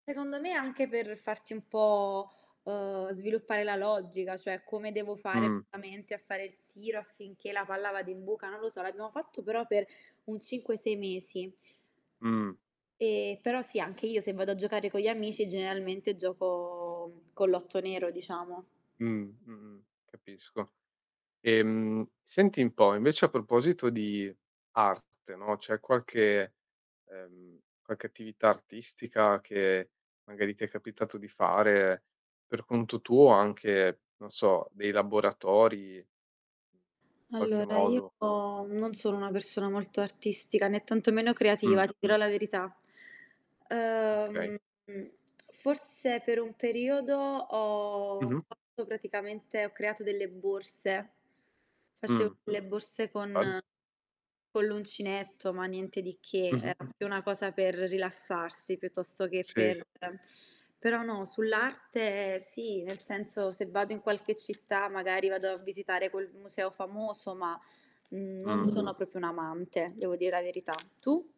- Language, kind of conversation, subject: Italian, unstructured, Che cosa ti ha sorpreso di più provando un nuovo sport o un’arte?
- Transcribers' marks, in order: static; distorted speech; other background noise; drawn out: "Ehm"; lip smack; drawn out: "ho"; tapping